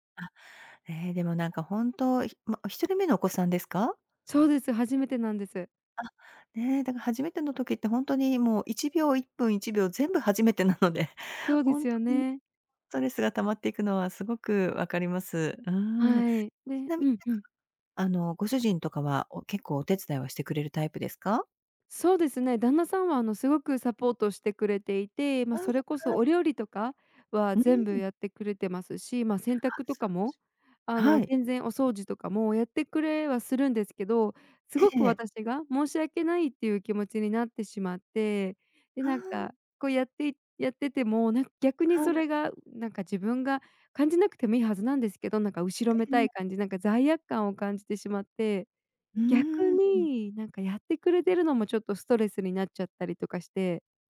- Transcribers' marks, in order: none
- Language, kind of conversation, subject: Japanese, advice, 家事や育児で自分の時間が持てないことについて、どのように感じていますか？